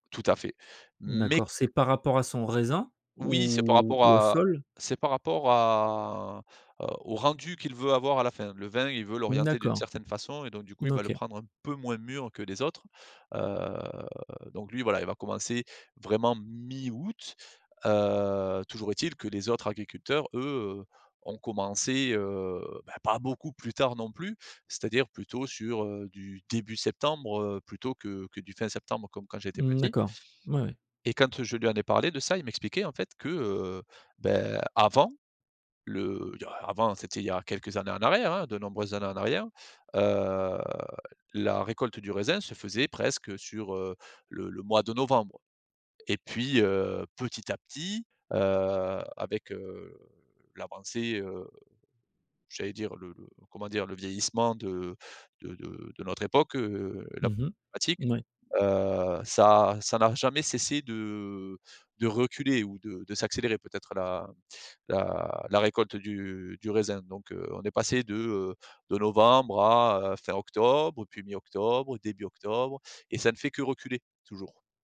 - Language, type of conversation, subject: French, podcast, Que penses-tu des saisons qui changent à cause du changement climatique ?
- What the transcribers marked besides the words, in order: drawn out: "à"; drawn out: "eu"; drawn out: "heu"; drawn out: "heu"; drawn out: "heu"